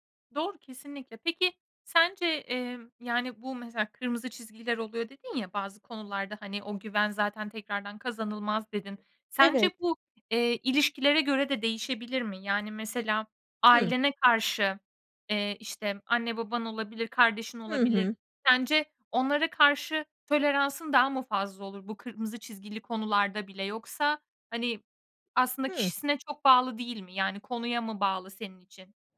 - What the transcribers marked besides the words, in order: tapping
- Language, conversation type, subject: Turkish, podcast, Güveni yeniden kazanmak mümkün mü, nasıl olur sence?